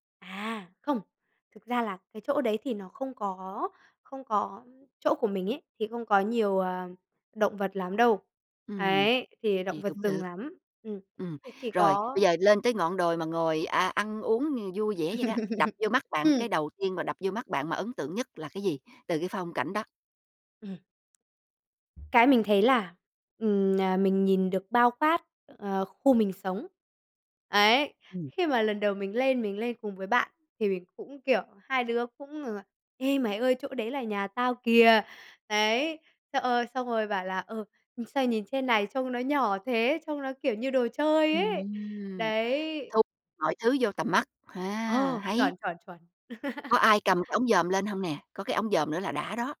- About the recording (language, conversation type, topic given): Vietnamese, podcast, Bạn có thể kể về một lần bạn bất ngờ bắt gặp một khung cảnh đẹp ở nơi bạn sống không?
- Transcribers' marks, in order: tapping; laugh; drawn out: "Ừm"; chuckle